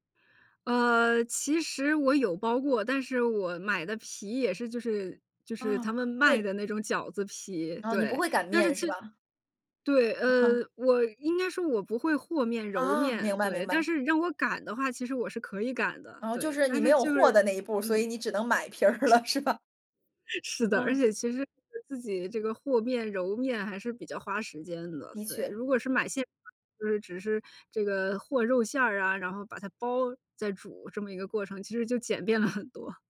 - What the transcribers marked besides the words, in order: chuckle; tapping; laughing while speaking: "买皮儿了是吧？"; other background noise; chuckle; unintelligible speech; laughing while speaking: "便了很多"
- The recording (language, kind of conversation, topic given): Chinese, podcast, 有没有哪道菜最能代表你家乡的过节味道？